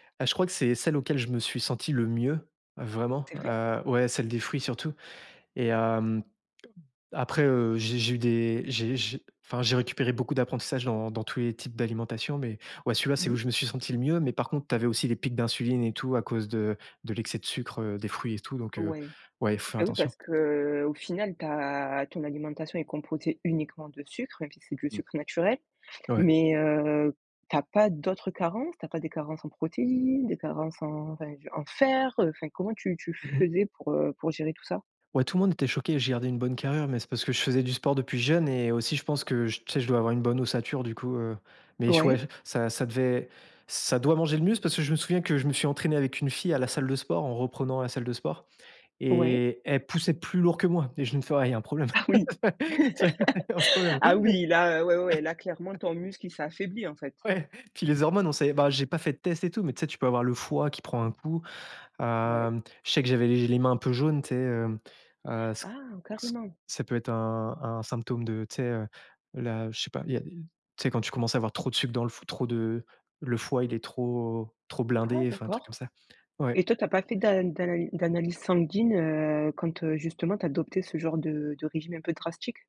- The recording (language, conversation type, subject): French, podcast, Comment organises-tu tes repas pour bien manger ?
- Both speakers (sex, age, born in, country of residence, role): female, 25-29, France, France, host; male, 30-34, France, France, guest
- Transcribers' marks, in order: drawn out: "heu"; stressed: "fer"; laughing while speaking: "Ah oui !"; laugh; laugh; laughing while speaking: "tu vois, il y a un problème"; laughing while speaking: "ouais"